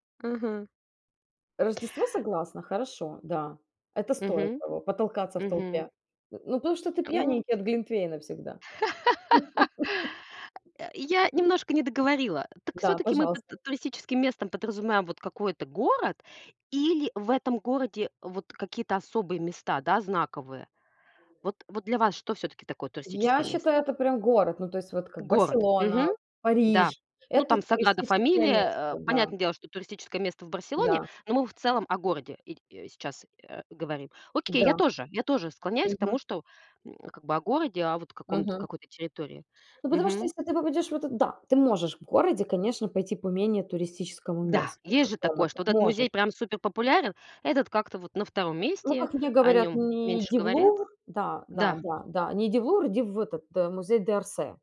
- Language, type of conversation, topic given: Russian, unstructured, Как ты считаешь, стоит ли всегда выбирать популярные туристические места?
- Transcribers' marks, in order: laugh; laugh; other background noise